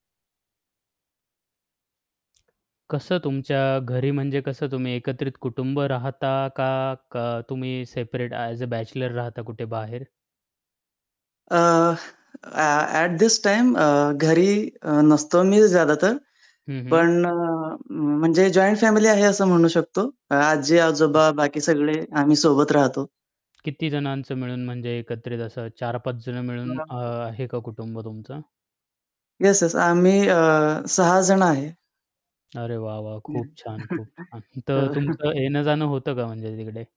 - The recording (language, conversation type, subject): Marathi, podcast, कुटुंबाच्या अपेक्षा आणि स्वतःच्या इच्छा तुम्ही कशा जुळवून घेता?
- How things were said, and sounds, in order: static; in English: "ॲज अ, बॅचलर"; in English: "ॲट धिस टाईम"; unintelligible speech; tapping; unintelligible speech; distorted speech; chuckle; other background noise